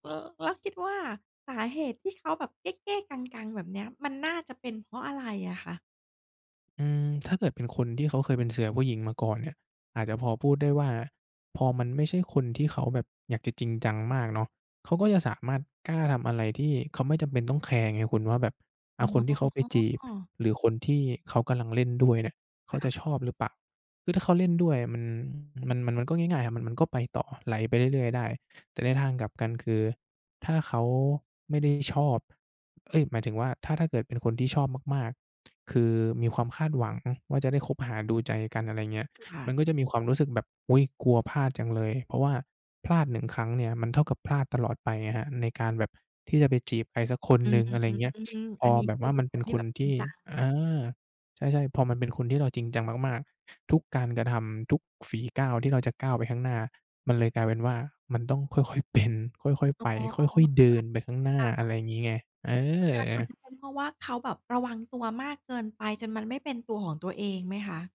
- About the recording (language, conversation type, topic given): Thai, podcast, ข้อผิดพลาดที่พนักงานใหม่มักทำบ่อยที่สุดคืออะไร?
- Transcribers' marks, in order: drawn out: "อ๋อ"; tapping; other background noise; drawn out: "อืม"; stressed: "เป็น"